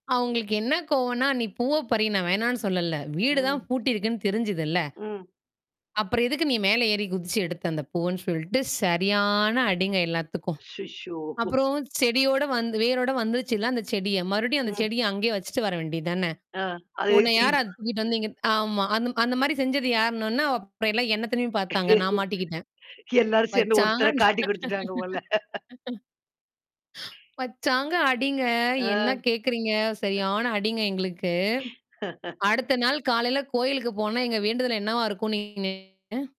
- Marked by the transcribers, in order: static; "அச்சச்சோ" said as "அஷ் சுஷ் ஷோ"; chuckle; other background noise; tapping; unintelligible speech; laughing while speaking: "எல்லாரும் சேந்து ஒருத்தரை காட்டிக் குடுத்துட்டாங்க போல!"; laughing while speaking: "வச்சாங்க நான் வச்சாங்க அடிங்க"; laugh; other noise; laugh; distorted speech
- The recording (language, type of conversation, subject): Tamil, podcast, அந்த கால நட்புகளில் உங்களுடன் நடந்த சிரிப்பை வரவழைக்கும் சம்பவம் எது?